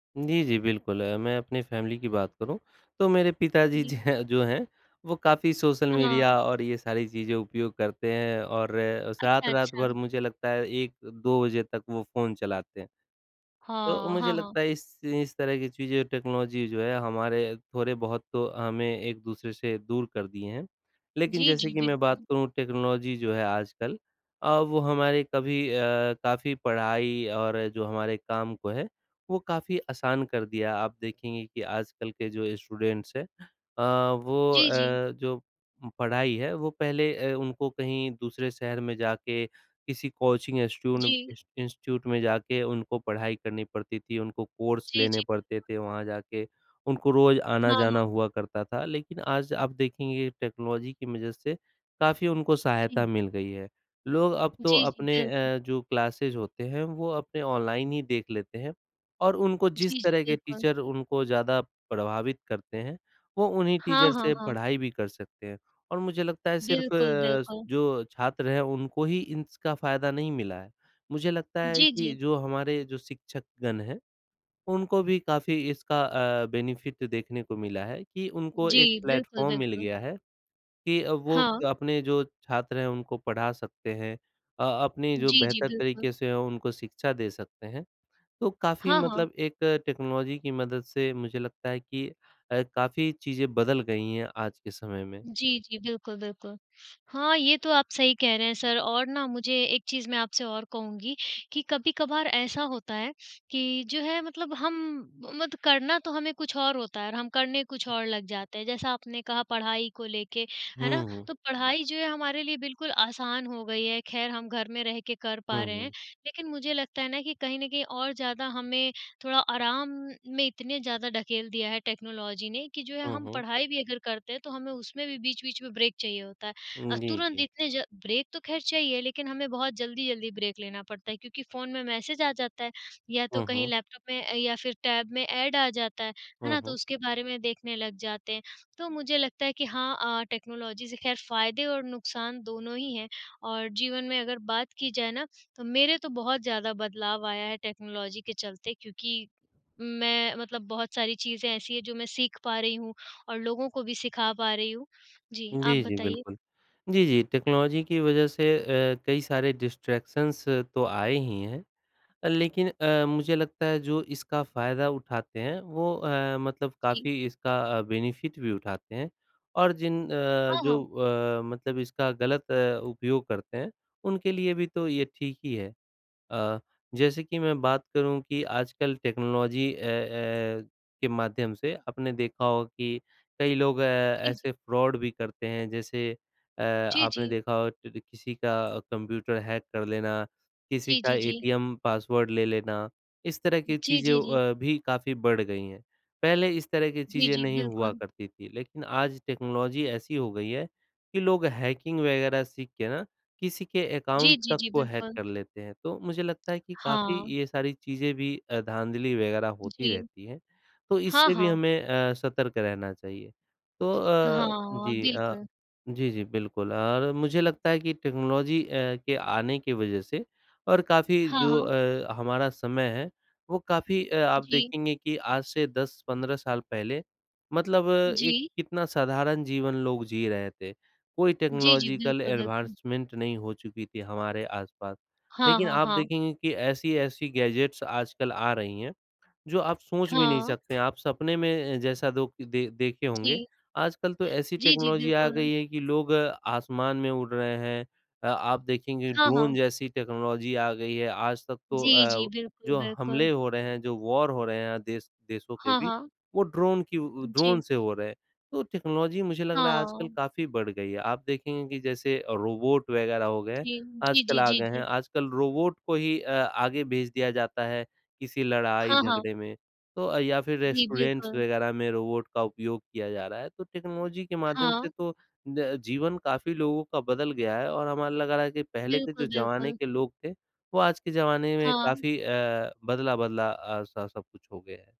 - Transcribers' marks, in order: in English: "फैमिली"; laughing while speaking: "ज जो हैं"; in English: "टेक्नोलॉजी"; in English: "टेक्नोलॉजी"; in English: "स्टूडेंट्स"; in English: "कोचिंग इंस्टीट्यून इंस इंस्टीट्यूट"; in English: "कोर्स"; in English: "टेक्नोलॉजी"; in English: "क्लासेस"; in English: "टीचर"; in English: "टीचर"; in English: "बेनिफिट"; in English: "प्लेटफॉर्म"; in English: "टेक्नोलॉजी"; in English: "टेक्नोलॉजी"; in English: "ब्रेक"; in English: "ब्रेक"; in English: "ब्रेक"; in English: "ऐड"; in English: "टेक्नोलॉजी"; in English: "टेक्नोलॉजी"; in English: "टेक्नोलॉजी"; in English: "डिस्ट्रैक्शंस"; in English: "बेनिफिट"; tapping; in English: "टेक्नोलॉजी"; other background noise; in English: "फ्रॉड"; in English: "टेक्नोलॉजी"; in English: "अकाउंट"; in English: "टेक्नोलॉजी"; in English: "टेक्नोलॉजिकल एडवांसमेंट"; in English: "गैजेट्स"; in English: "टेक्नोलॉजी"; in English: "टेक्नोलॉजी"; in English: "वॉर"; in English: "टेक्नोलॉजी"; in English: "रेस्टोरेंट्स"; in English: "टेक्नोलॉजी"
- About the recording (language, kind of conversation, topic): Hindi, unstructured, आपके जीवन में प्रौद्योगिकी ने क्या-क्या बदलाव किए हैं?